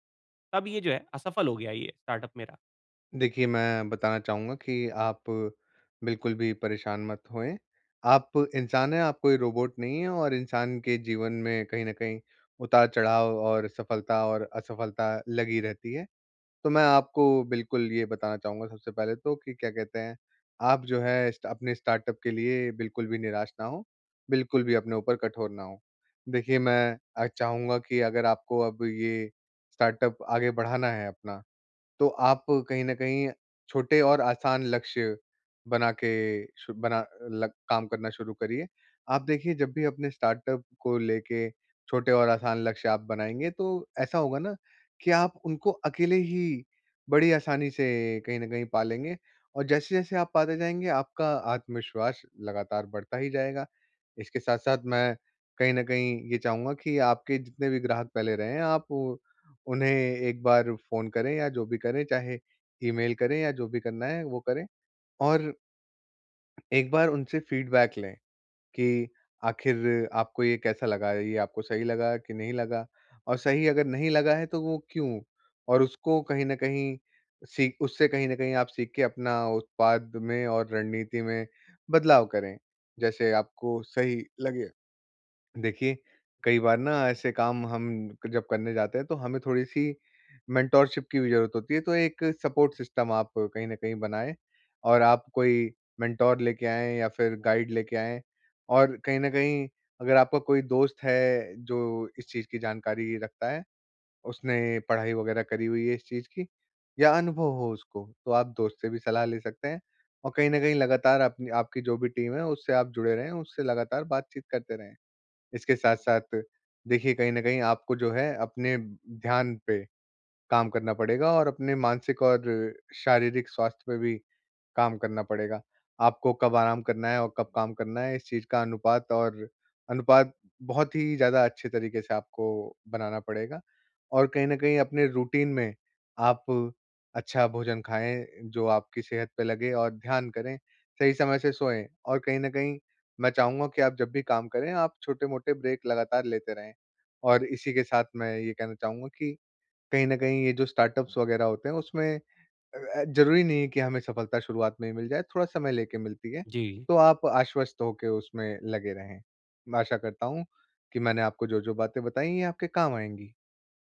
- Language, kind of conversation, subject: Hindi, advice, निराशा और असफलता से उबरना
- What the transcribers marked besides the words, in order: in English: "स्टार्टअप"; in English: "स्टार्टअप"; in English: "स्टार्टअप"; in English: "स्टार्टअप"; tapping; in English: "फीडबैक"; in English: "मेंटरशिप"; in English: "सपोर्ट सिस्टम"; in English: "मेंटर"; in English: "गाइड"; in English: "टीम"; in English: "रूटीन"; in English: "ब्रेक"; in English: "स्टार्टअप्स"